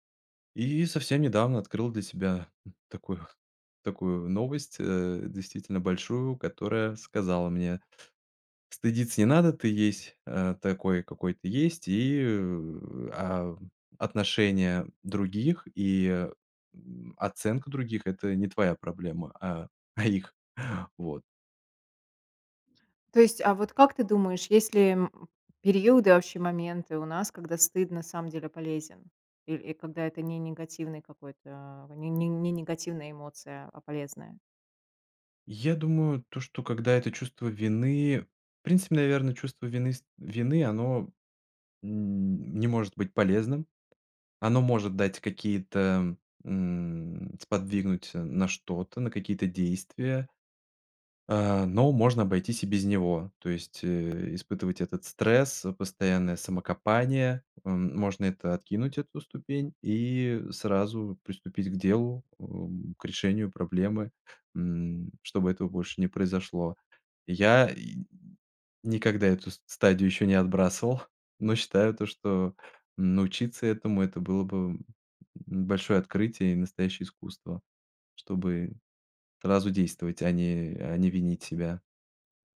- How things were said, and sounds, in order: other background noise; chuckle; tapping
- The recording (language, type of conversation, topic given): Russian, podcast, Как ты справляешься с чувством вины или стыда?